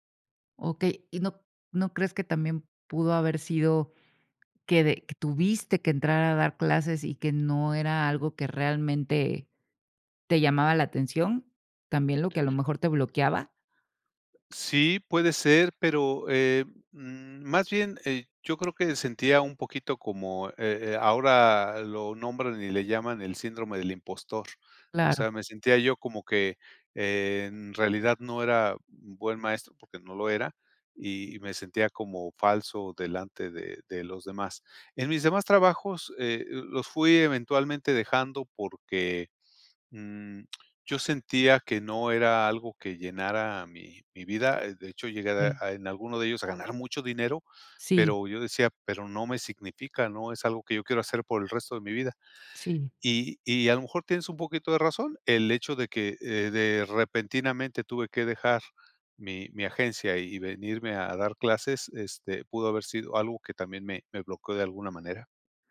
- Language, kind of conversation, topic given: Spanish, podcast, ¿Cuál ha sido una decisión que cambió tu vida?
- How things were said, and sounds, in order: other noise